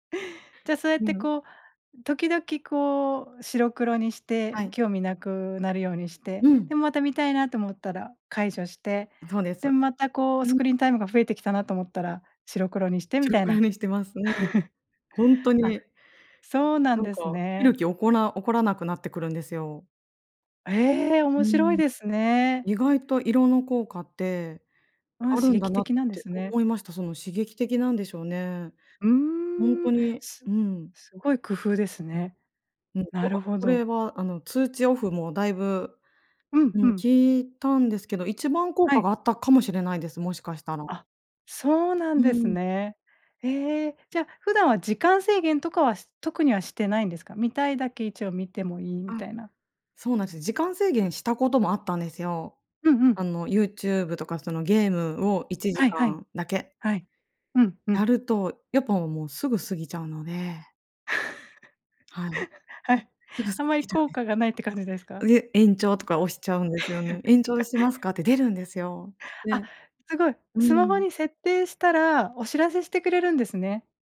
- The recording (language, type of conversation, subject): Japanese, podcast, スマホ時間の管理、どうしていますか？
- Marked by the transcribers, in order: chuckle; laugh; laugh